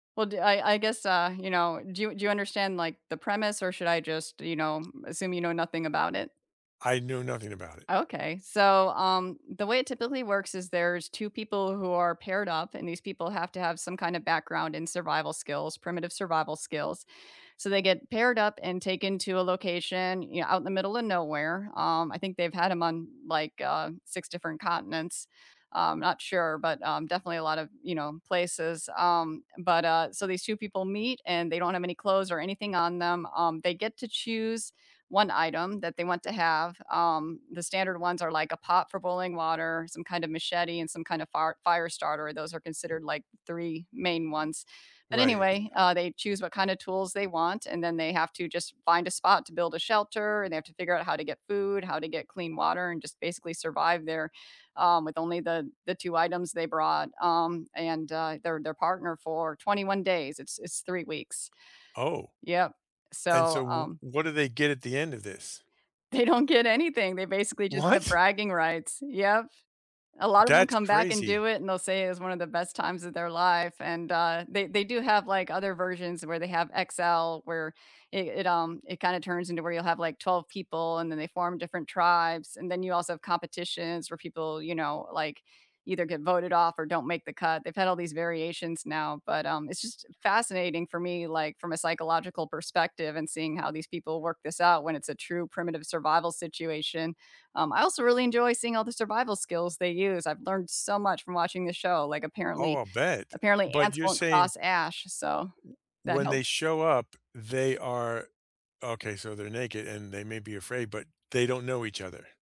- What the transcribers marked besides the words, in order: tapping; other background noise; laughing while speaking: "They"; surprised: "What?"
- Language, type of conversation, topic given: English, unstructured, What keeps you watching reality TV, and what makes you stop?